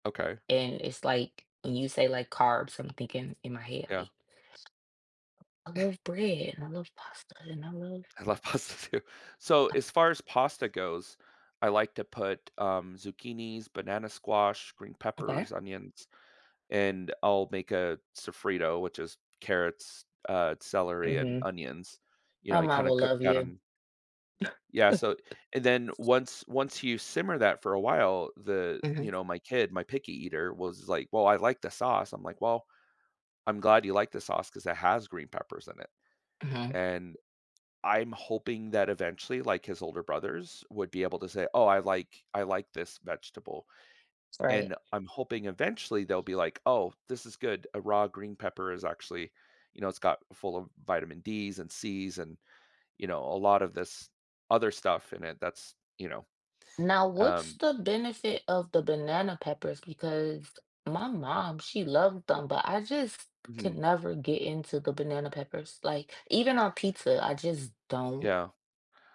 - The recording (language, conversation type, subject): English, unstructured, What are some creative ways to encourage healthier eating habits?
- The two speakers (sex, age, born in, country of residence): female, 35-39, United States, United States; male, 40-44, Japan, United States
- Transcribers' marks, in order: tapping; chuckle; laughing while speaking: "pasta"; chuckle; other background noise